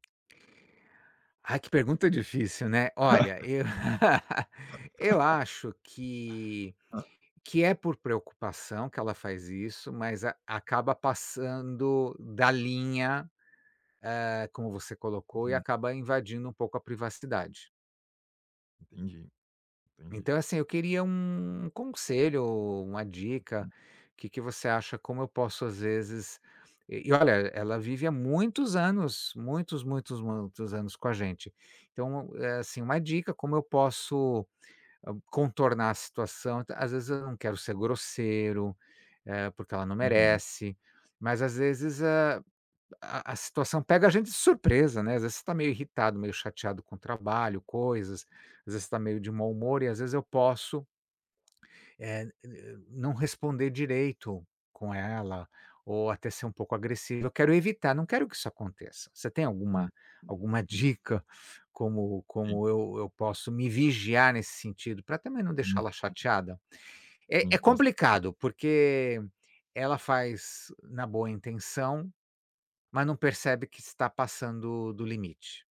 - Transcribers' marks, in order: tapping; chuckle; unintelligible speech; other background noise
- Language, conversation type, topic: Portuguese, advice, Como lidar com uma convivência difícil com os sogros ou com a família do(a) parceiro(a)?